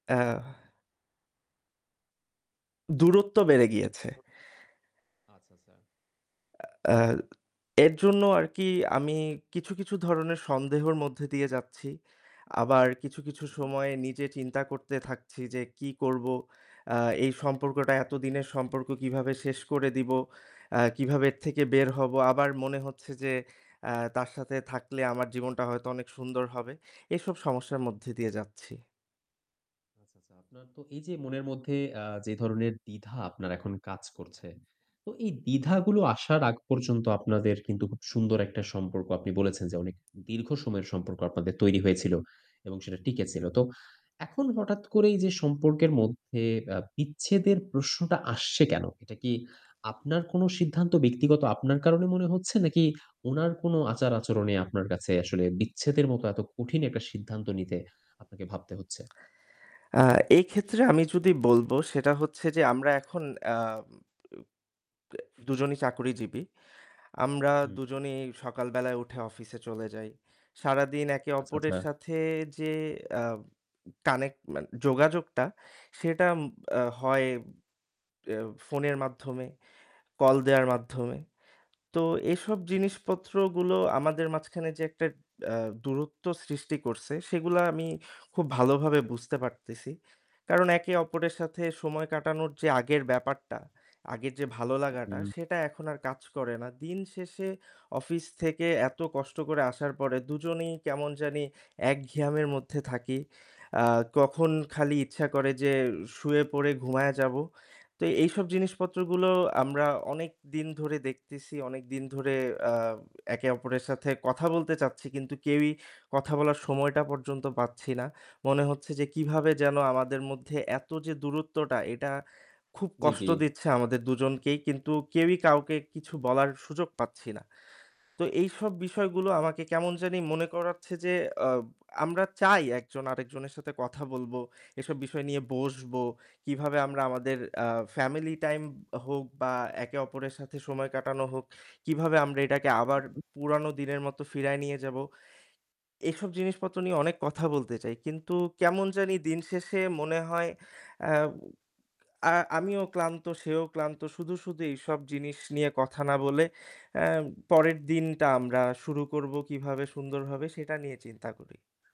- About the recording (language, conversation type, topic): Bengali, advice, বিবাহ টিকিয়ে রাখবেন নাকি বিচ্ছেদের পথে যাবেন—এ নিয়ে আপনার বিভ্রান্তি ও অনিশ্চয়তা কী?
- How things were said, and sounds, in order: static; distorted speech; unintelligible speech; other background noise